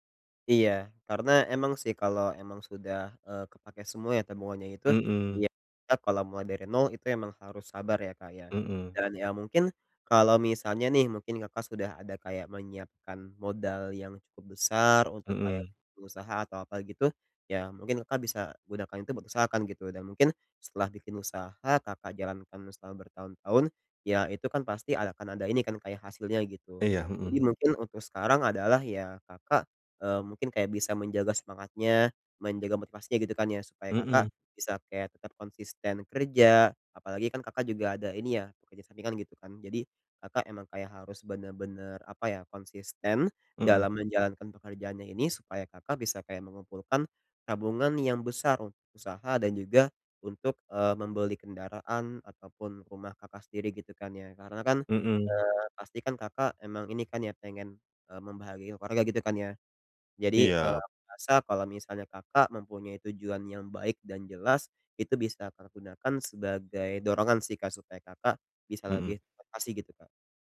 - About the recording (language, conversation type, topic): Indonesian, advice, Bagaimana cara mengelola kekecewaan terhadap masa depan saya?
- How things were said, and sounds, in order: "membahagiakan" said as "membahagiaa"; "Iya" said as "iyap"; "termotivasi" said as "tepasi"